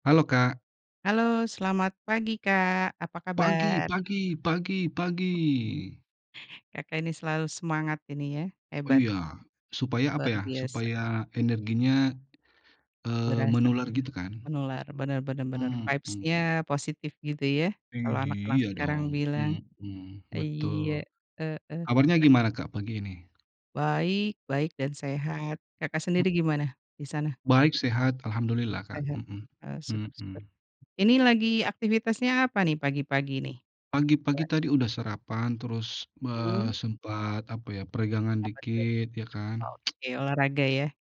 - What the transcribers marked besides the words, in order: chuckle; tapping; chuckle; in English: "vibes-nya"; other background noise; tsk
- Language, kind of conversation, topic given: Indonesian, unstructured, Apa hal paling menyenangkan yang pernah terjadi di tempat kerja?